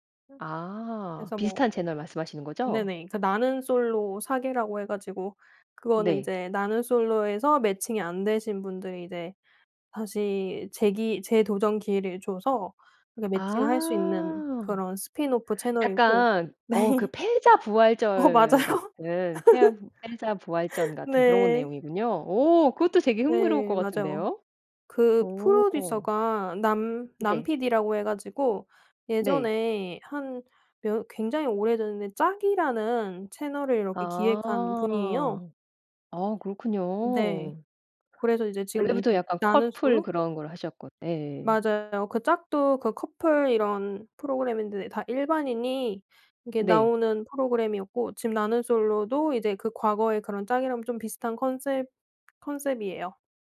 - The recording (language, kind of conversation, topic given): Korean, podcast, 누군가에게 추천하고 싶은 도피용 콘텐츠는?
- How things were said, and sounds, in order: tapping; in English: "스핀오프"; laughing while speaking: "네"; laughing while speaking: "맞아요"; laugh